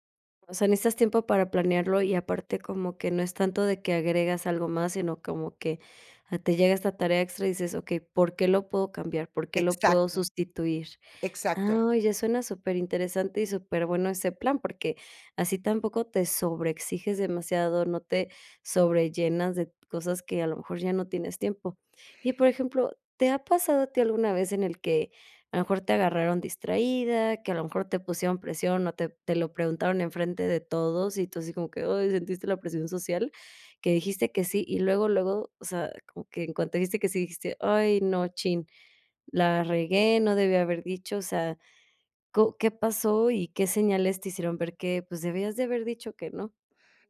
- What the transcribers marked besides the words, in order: none
- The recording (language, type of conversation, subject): Spanish, podcast, ¿Cómo decides cuándo decir no a tareas extra?